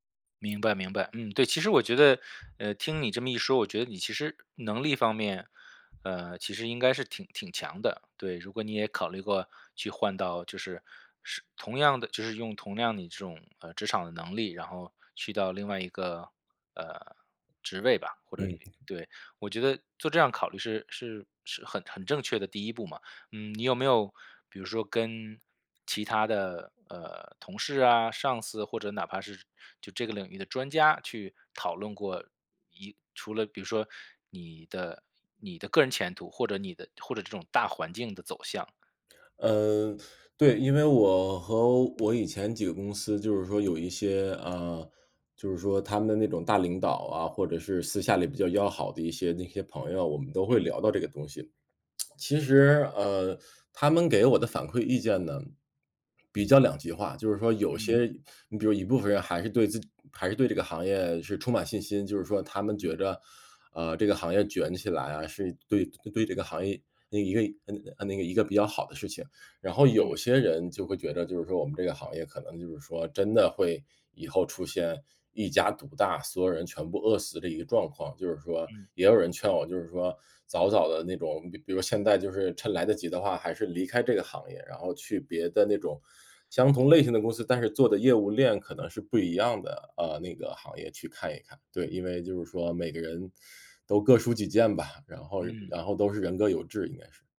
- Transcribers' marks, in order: other background noise; tsk
- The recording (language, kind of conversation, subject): Chinese, advice, 换了新工作后，我该如何尽快找到工作的节奏？